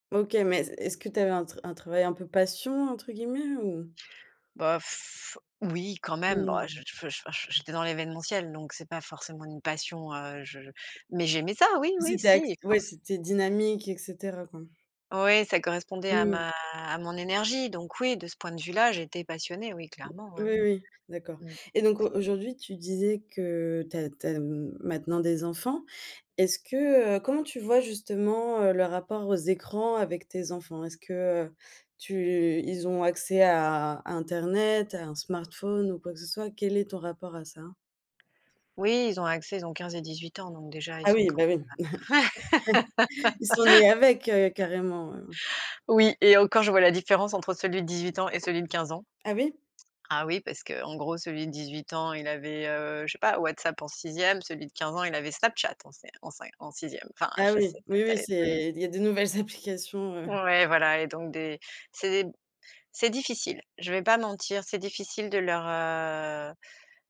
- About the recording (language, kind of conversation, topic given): French, podcast, Quelles habitudes numériques t’aident à déconnecter ?
- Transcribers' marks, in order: blowing; tapping; other background noise; stressed: "j'aimais ça"; chuckle; laughing while speaking: "ouais"; laugh; stressed: "Snapchat"; unintelligible speech; laughing while speaking: "applications"; drawn out: "heu"